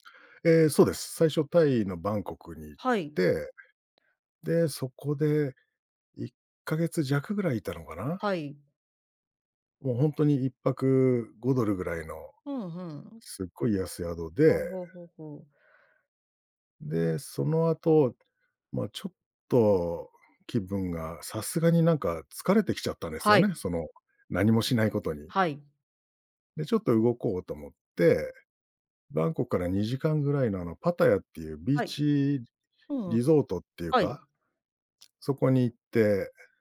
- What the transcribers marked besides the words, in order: none
- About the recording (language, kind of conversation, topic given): Japanese, podcast, 旅をきっかけに人生観が変わった場所はありますか？